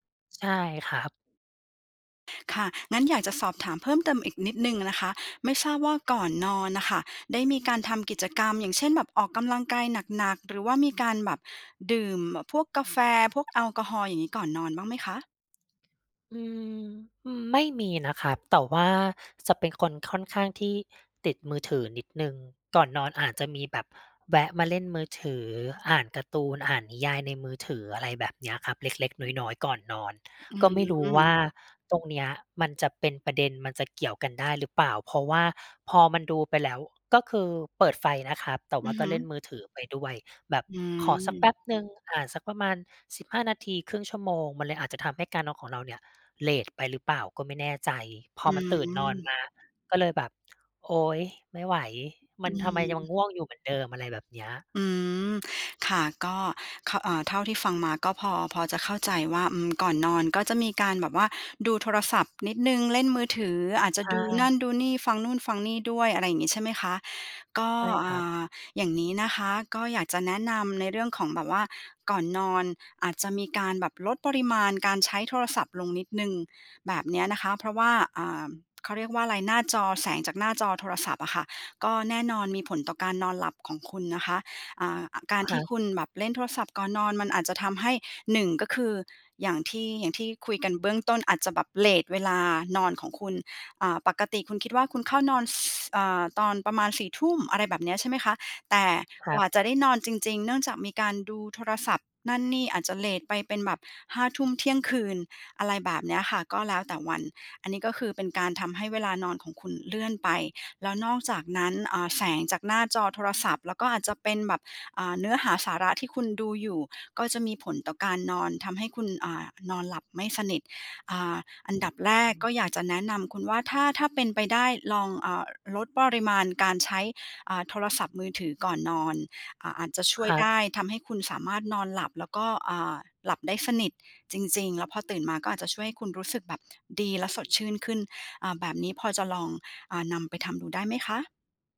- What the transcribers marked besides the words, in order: none
- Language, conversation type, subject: Thai, advice, ทำไมตื่นมาไม่สดชื่นทั้งที่นอนพอ?